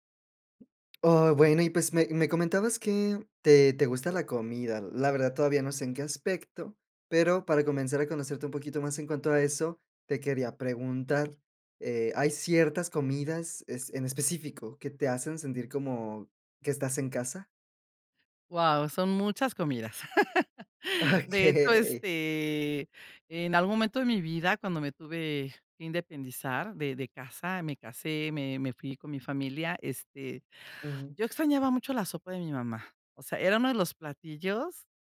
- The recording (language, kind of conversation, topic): Spanish, podcast, ¿Qué comidas te hacen sentir en casa?
- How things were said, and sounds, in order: tapping; laugh; laughing while speaking: "Okey"